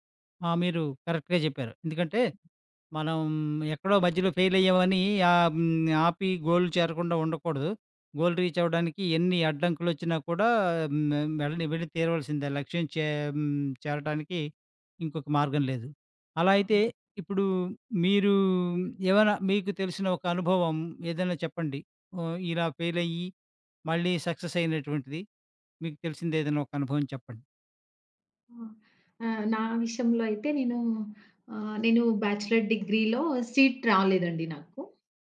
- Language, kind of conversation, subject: Telugu, podcast, విఫలమైన తర్వాత మళ్లీ ప్రయత్నించేందుకు మీరు ఏమి చేస్తారు?
- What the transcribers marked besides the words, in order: in English: "కరెక్ట్‌గా"; other background noise; in English: "ఫెయిల్"; in English: "గోల్"; in English: "గోల్ రీచ్"; in English: "ఫెయిల్"; in English: "సక్సెస్"; in English: "బ్యాచిలర్"; in English: "సీట్"